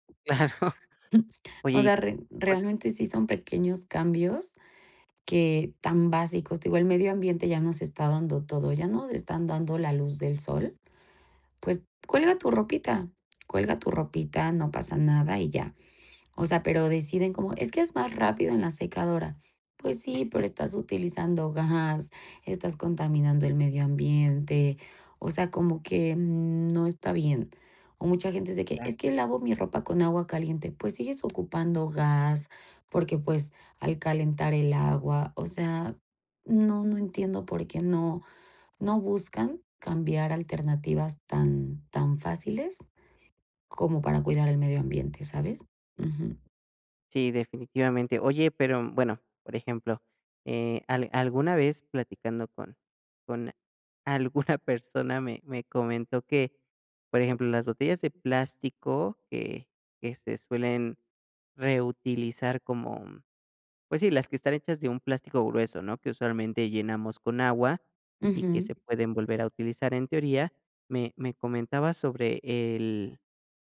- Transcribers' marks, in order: laughing while speaking: "Claro"; other noise; chuckle; unintelligible speech; laughing while speaking: "alguna"; other background noise; tapping
- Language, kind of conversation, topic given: Spanish, podcast, ¿Cómo reducirías tu huella ecológica sin complicarte la vida?